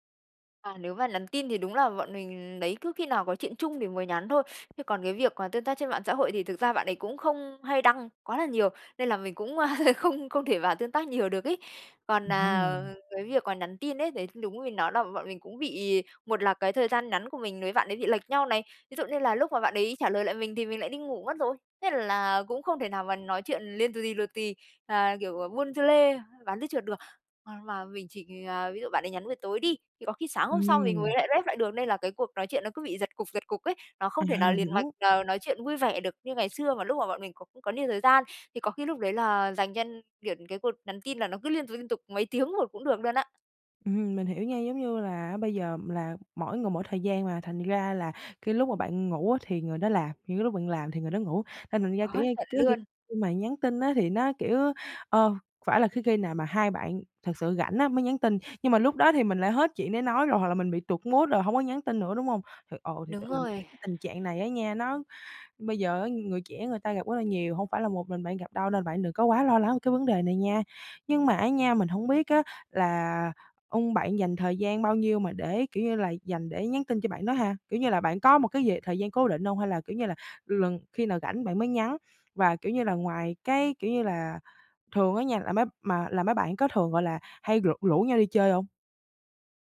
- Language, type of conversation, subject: Vietnamese, advice, Làm thế nào để giữ liên lạc với người thân khi có thay đổi?
- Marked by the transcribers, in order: tapping; laughing while speaking: "ơ"; other background noise; in English: "rep"; in English: "mood"